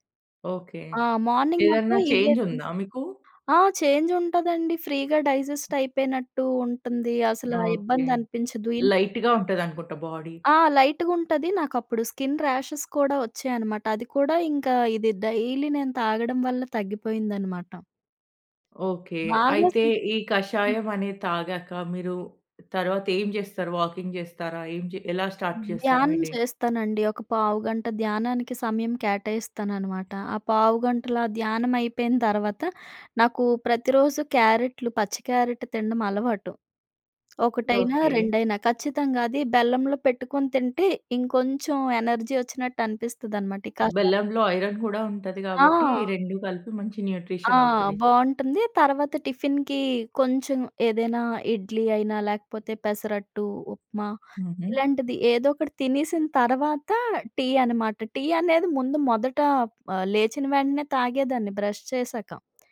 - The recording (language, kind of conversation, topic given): Telugu, podcast, ప్రతిరోజు కాఫీ లేదా చాయ్ మీ దినచర్యను ఎలా మార్చేస్తుంది?
- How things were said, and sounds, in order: in English: "మార్నింగ్"; in English: "చేంజ్"; in English: "ఈజీగా"; in English: "చేంజ్"; in English: "ఫ్రీగా డైజెస్ట్"; in English: "లైట్‌గా"; other background noise; in English: "స్కిన్ ర్యాషెస్"; in English: "డైలీ"; in English: "వాకింగ్"; in English: "స్టార్ట్"; in English: "డే?"; in English: "క్యారట్"; in English: "ఎనర్జీ"; in English: "ఐరన్"; in English: "న్యూట్రిషన్"; in English: "టిఫిన్‌కి"; in English: "బ్రష్"